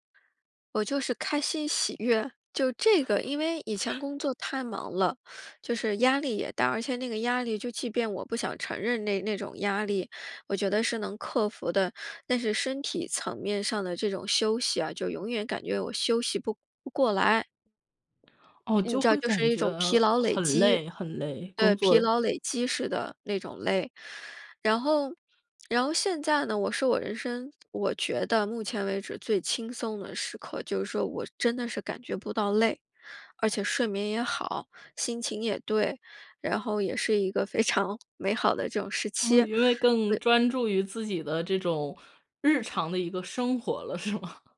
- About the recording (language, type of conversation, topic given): Chinese, podcast, 你通常会用哪些步骤来实施生活中的改变？
- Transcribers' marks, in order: chuckle; tapping; other background noise; laughing while speaking: "是吗？"